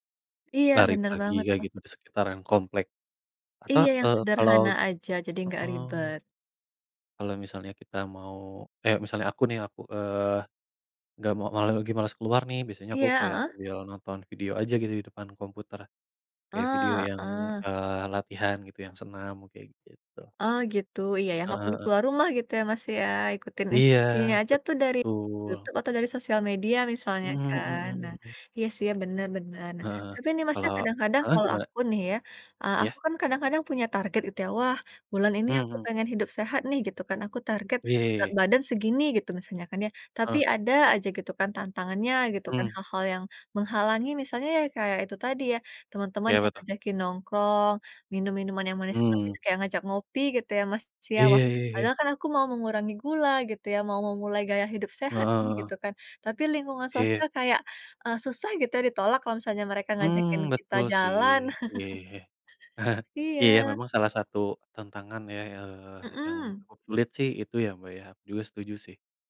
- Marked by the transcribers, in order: tapping; chuckle
- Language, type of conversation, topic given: Indonesian, unstructured, Apa tantangan terbesar saat mencoba menjalani hidup sehat?